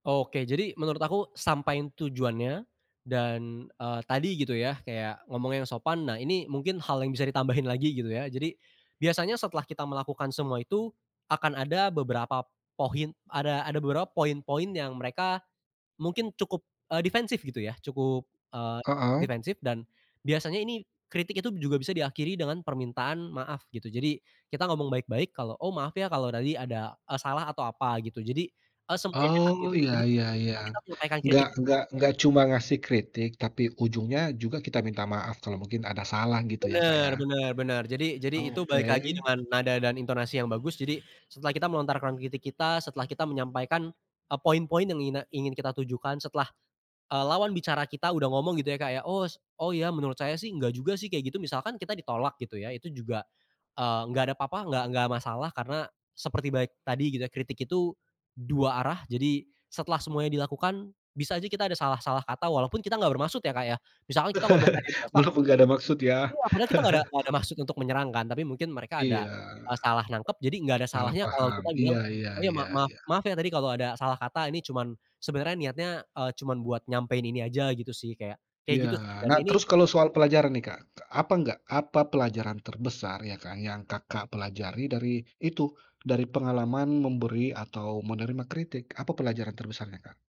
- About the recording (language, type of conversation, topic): Indonesian, podcast, Bagaimana cara kamu menyampaikan kritik tanpa membuat orang tersinggung?
- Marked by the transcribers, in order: other background noise; chuckle; chuckle